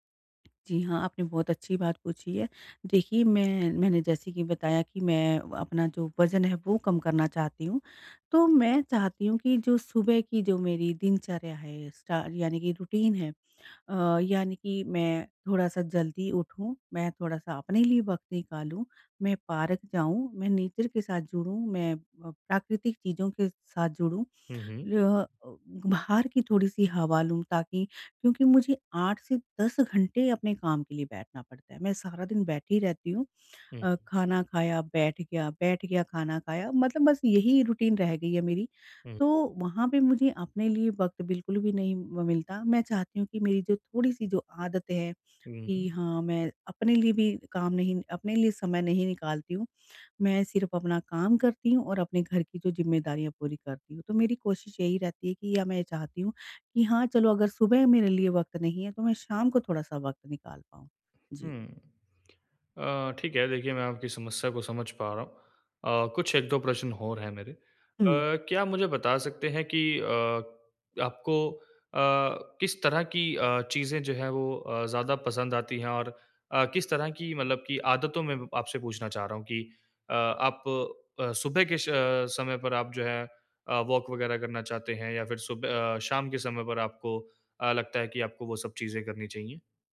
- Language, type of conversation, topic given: Hindi, advice, रुकावटों के बावजूद मैं अपनी नई आदत कैसे बनाए रखूँ?
- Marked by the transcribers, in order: tapping; in English: "रूटीन"; in English: "पार्क"; in English: "नेचर"; in English: "रूटीन"; in English: "वॉक"